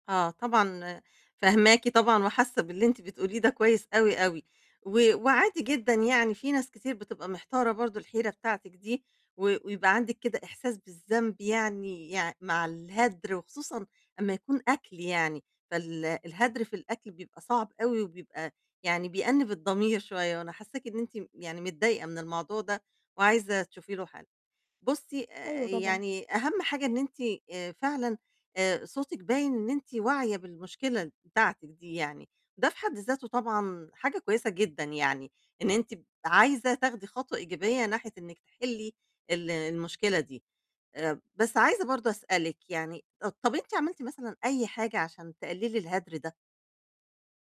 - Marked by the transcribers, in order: none
- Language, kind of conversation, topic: Arabic, advice, إزاي أقدر أقلّل هدر الأكل في بيتي بالتخطيط والإبداع؟